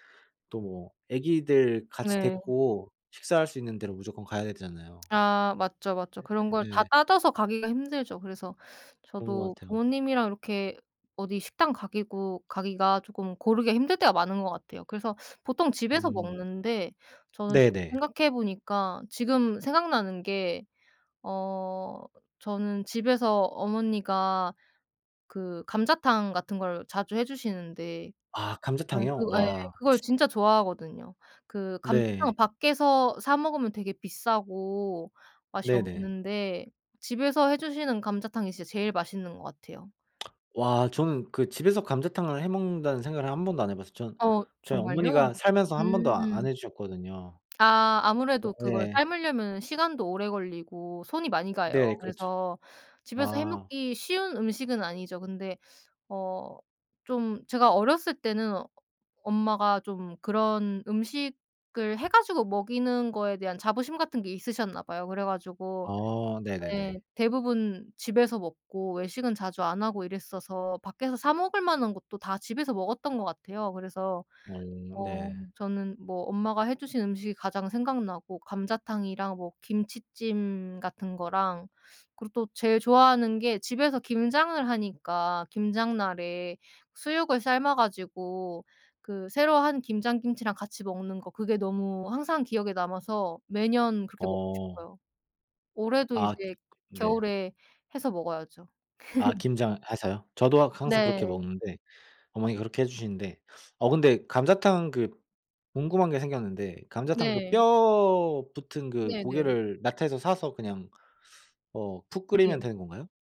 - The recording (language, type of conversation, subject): Korean, unstructured, 가족과 함께 먹었던 음식 중에서 가장 기억에 남는 요리는 무엇인가요?
- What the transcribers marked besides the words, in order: other background noise; tapping; teeth sucking; lip smack; unintelligible speech; laugh; sniff; teeth sucking